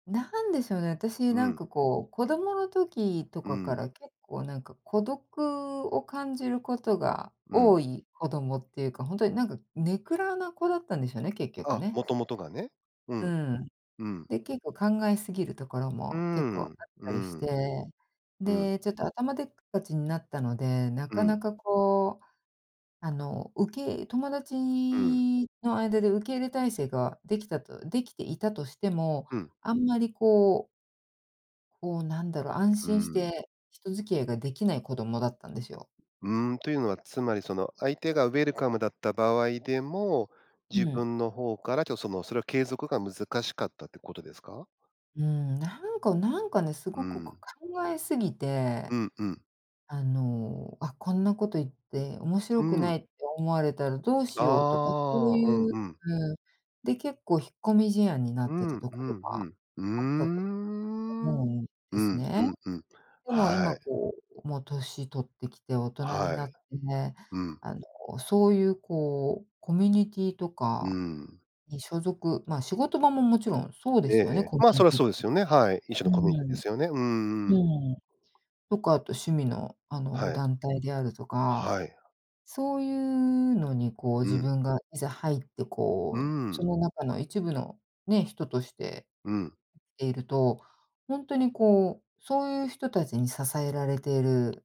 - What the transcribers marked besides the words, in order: other background noise
- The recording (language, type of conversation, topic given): Japanese, podcast, 学びにおいて、仲間やコミュニティはどんな役割を果たしていると感じますか？